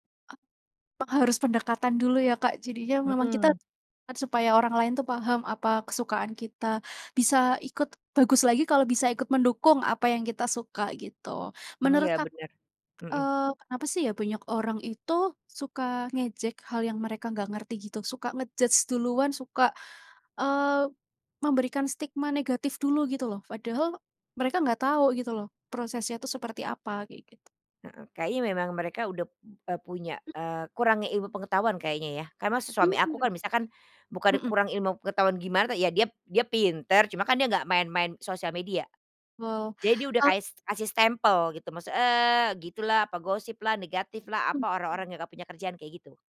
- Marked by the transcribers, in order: in English: "nge-judge"
- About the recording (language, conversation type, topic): Indonesian, unstructured, Bagaimana perasaanmu kalau ada yang mengejek hobimu?